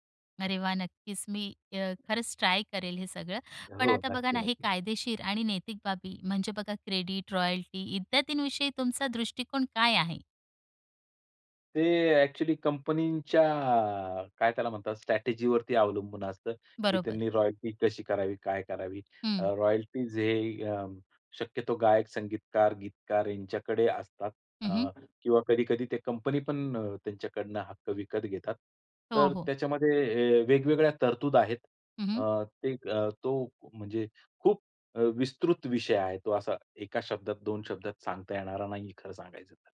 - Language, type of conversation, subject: Marathi, podcast, रीमिक्स आणि रिमेकबद्दल तुमचं काय मत आहे?
- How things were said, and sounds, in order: other background noise; in English: "ट्राय"; in English: "क्रेडिट, रॉयल्टी"; in English: "एक्चुअली"; in English: "स्ट्रॅटेजीवरती"; in English: "रॉयल्टी"; in English: "रॉयल्टी"